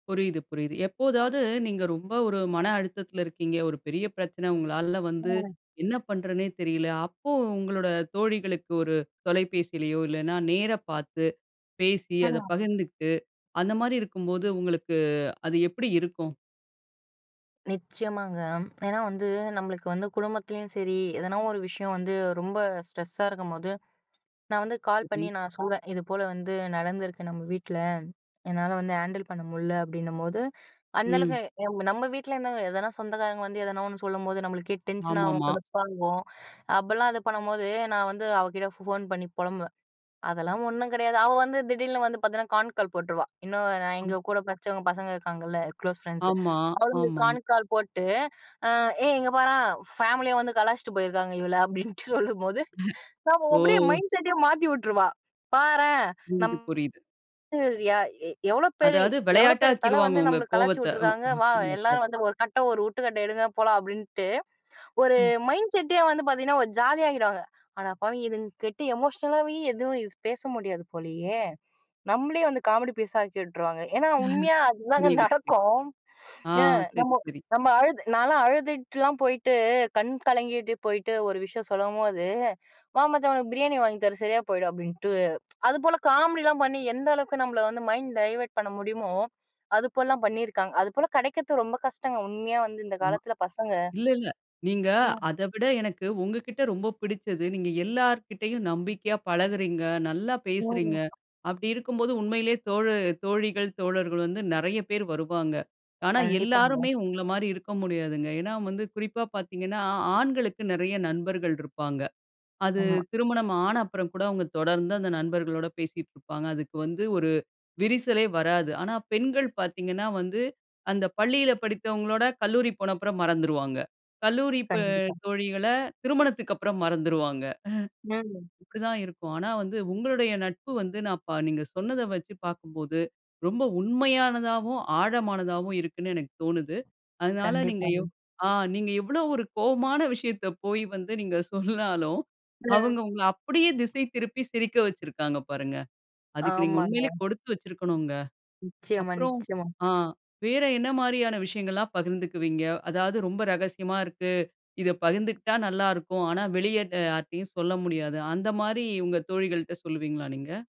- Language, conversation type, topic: Tamil, podcast, தோழர்களுடன் பேசுவது உங்கள் மனநலத்திற்கு எவ்வளவு முக்கியம் என்று நீங்கள் நினைக்கிறீர்கள்?
- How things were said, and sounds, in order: other noise; other background noise; chuckle; unintelligible speech; unintelligible speech; chuckle; tsk; chuckle; chuckle